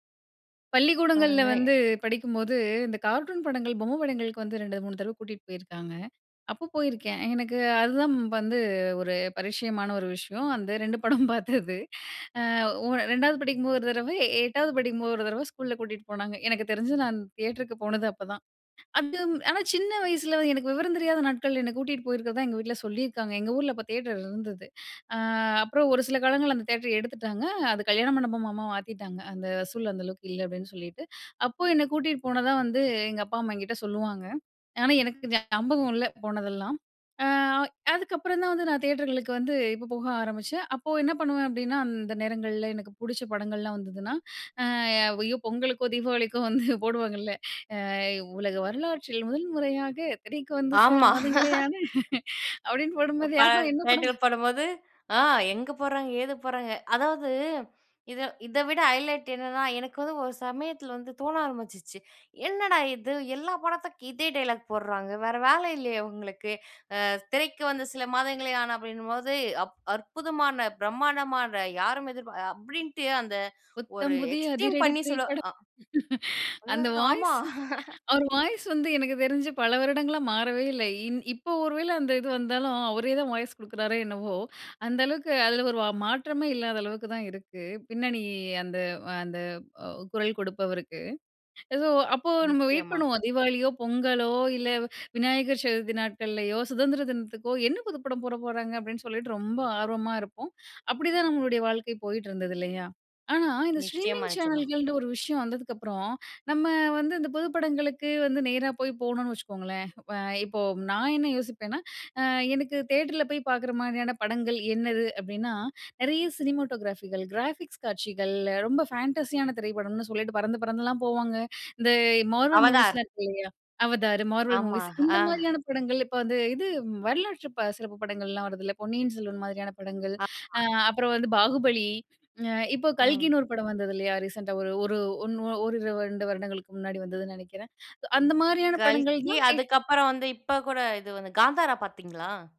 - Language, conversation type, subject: Tamil, podcast, ஸ்ட்ரீமிங் சேனல்கள் வாழ்க்கையை எப்படி மாற்றின என்று நினைக்கிறாய்?
- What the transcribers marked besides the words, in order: other background noise; laughing while speaking: "அந்த ரெண்டு படம் பார்த்தது"; "அதுவும்" said as "அதும்"; inhale; drawn out: "அ"; "மண்டபமா" said as "மண்டபபமா"; drawn out: "அ"; inhale; surprised: "ஐயோ!"; laughing while speaking: "பொங்கலுக்கோ, தீபாவளிக்கோ வந்து போடுவாங்கல்ல. அ … ஆஹா! என்ன படம்?"; laughing while speaking: "ஆமா. ப டைட்டில் போடும்போது, ஆ எங்க போட்றாங்க, ஏது போட்றாங்க"; inhale; in English: "ஹைலைட்"; surprised: "என்னடா! இது எல்லா படத்துக்கு இதே டயலாக் போட்றாங்க. வேற வேல இல்லயா இவங்களுக்கு?"; laughing while speaking: "புத்தம் புதிய அதிரடி திரைப்படம். அந்த … வருடங்களா மாறவே இல்ல"; in English: "எக்ஸ்ட்ரீம்"; unintelligible speech; laughing while speaking: "ஆமா"; drawn out: "பின்னணி"; joyful: "தீபாவளியோ, பொங்கலோ, இல்ல விநாயகர் சதுர்த்தி … ரொம்ப ஆர்வமா இருப்போம்"; in English: "ஸ்ட்ரீமிங் சேனல்கள்ன்டு"; in English: "சினிமாட்டோகிராஃபிகள், கிராபிக்ஸ்"; in English: "ஃபேண்டஸியான"; anticipating: "காந்தாரா பார்த்தீங்களா?"